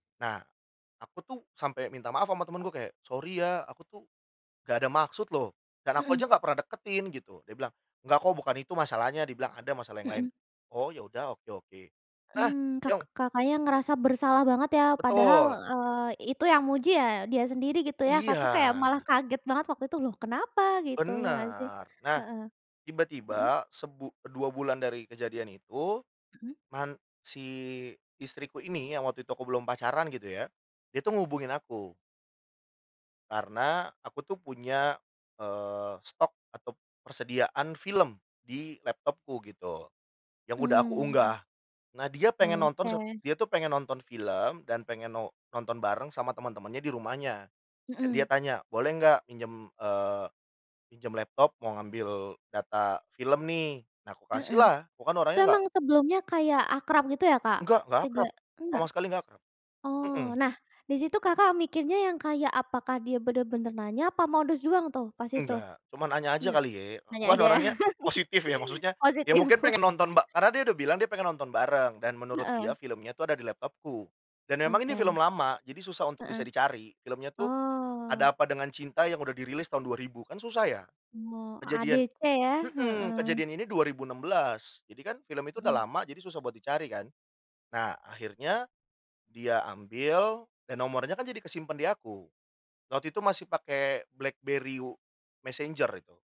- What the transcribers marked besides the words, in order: tapping; laugh; laughing while speaking: "positif"; other background noise
- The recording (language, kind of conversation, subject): Indonesian, podcast, Pernahkah kamu mengalami kebetulan yang memengaruhi hubungan atau kisah cintamu?
- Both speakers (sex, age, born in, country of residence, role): female, 20-24, Indonesia, Indonesia, host; male, 30-34, Indonesia, Indonesia, guest